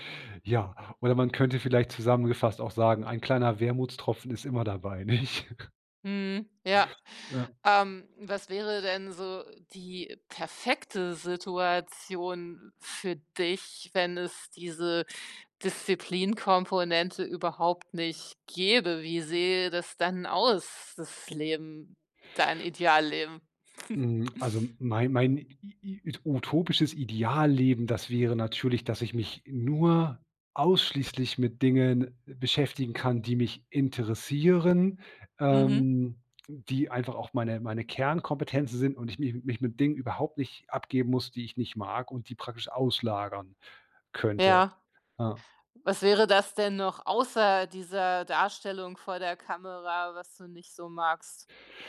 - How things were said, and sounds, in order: laughing while speaking: "nicht?"; chuckle
- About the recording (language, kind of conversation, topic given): German, podcast, Wie findest du die Balance zwischen Disziplin und Freiheit?